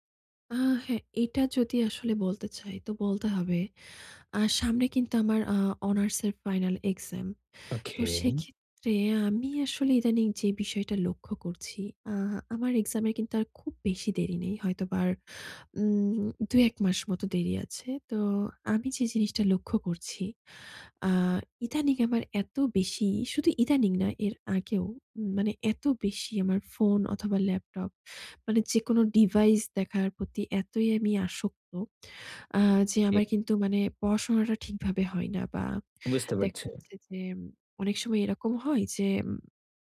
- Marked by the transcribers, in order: "ওকে" said as "ওখে"; tapping
- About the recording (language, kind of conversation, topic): Bengali, advice, সোশ্যাল মিডিয়ার ব্যবহার সীমিত করে আমি কীভাবে মনোযোগ ফিরিয়ে আনতে পারি?